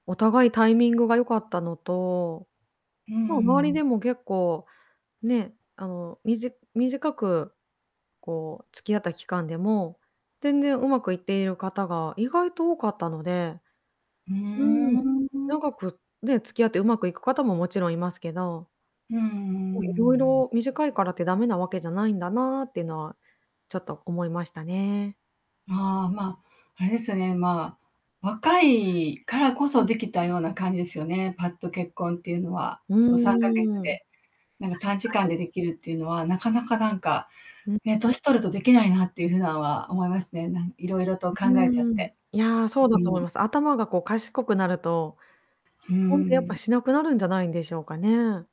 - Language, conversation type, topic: Japanese, podcast, 結婚を決めたとき、何が決め手だった？
- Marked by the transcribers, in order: static; distorted speech